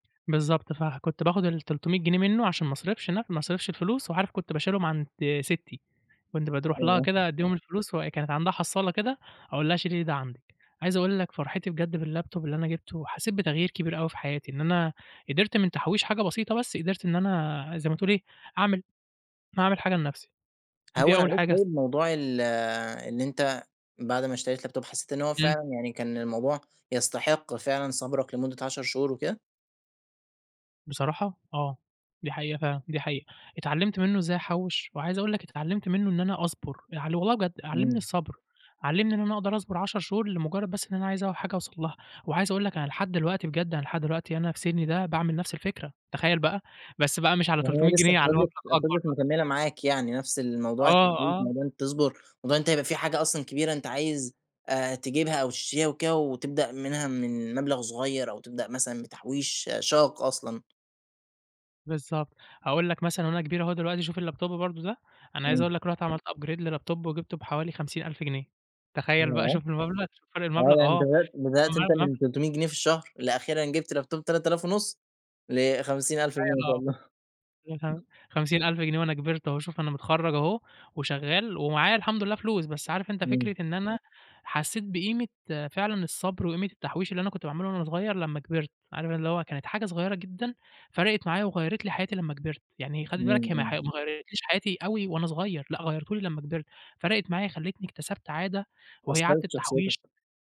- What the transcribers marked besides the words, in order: in English: "بالLaptop"; in English: "Laptop"; in English: "الLaptop"; in English: "Upgrade للLaptop"; unintelligible speech; in English: "Laptop"; chuckle
- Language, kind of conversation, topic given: Arabic, podcast, إزاي تقدر تستخدم عادات صغيرة عشان تعمل تغيير كبير؟